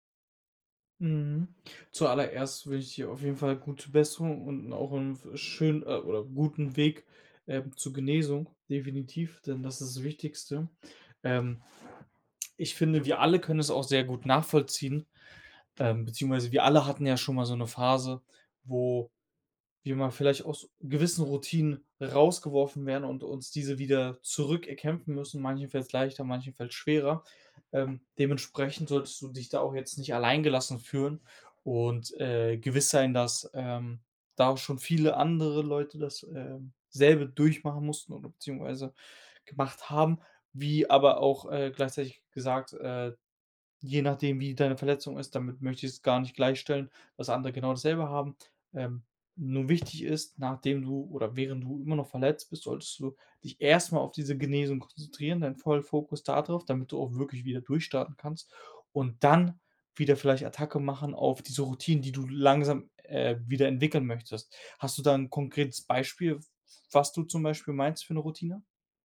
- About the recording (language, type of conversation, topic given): German, advice, Wie kann ich nach einer Krankheit oder Verletzung wieder eine Routine aufbauen?
- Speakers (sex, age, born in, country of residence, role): male, 25-29, Germany, Germany, advisor; male, 25-29, Germany, Germany, user
- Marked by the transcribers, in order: other background noise